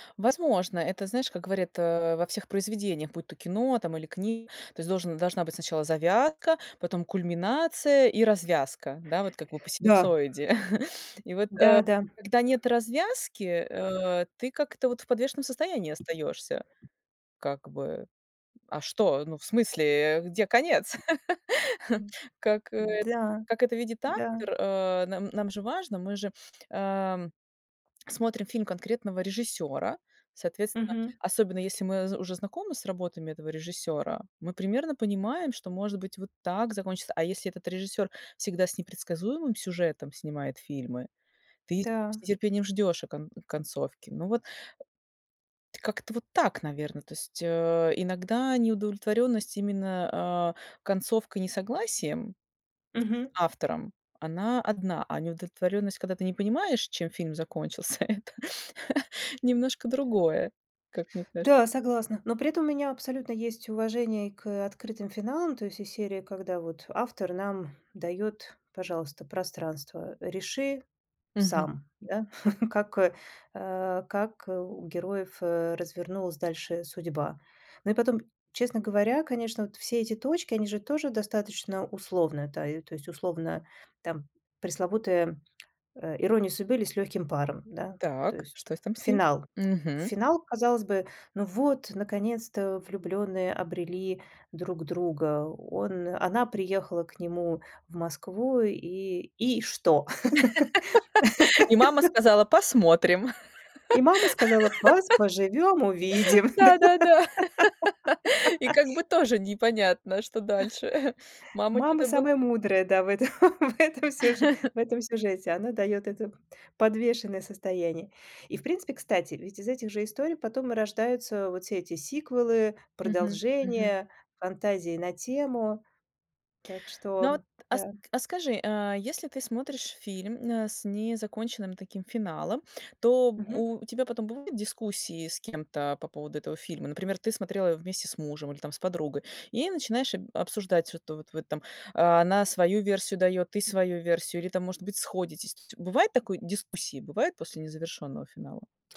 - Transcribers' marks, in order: other background noise; chuckle; tapping; other noise; laugh; laughing while speaking: "это"; laugh; laugh; laughing while speaking: "Да, да, да"; laugh; laughing while speaking: "Да?"; laugh; chuckle; laughing while speaking: "в этом, в этом сюж"; laugh
- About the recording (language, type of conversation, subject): Russian, podcast, Что делает финал фильма по-настоящему удачным?